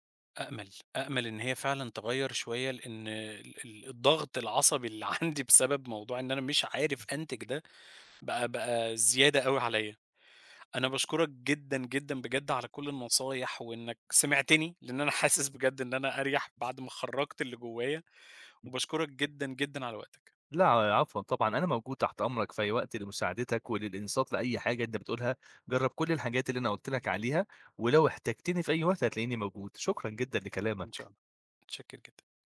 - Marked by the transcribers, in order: laughing while speaking: "عندي"; other background noise; tapping
- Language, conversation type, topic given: Arabic, advice, إزاي الإرهاق والاحتراق بيخلّوا الإبداع شبه مستحيل؟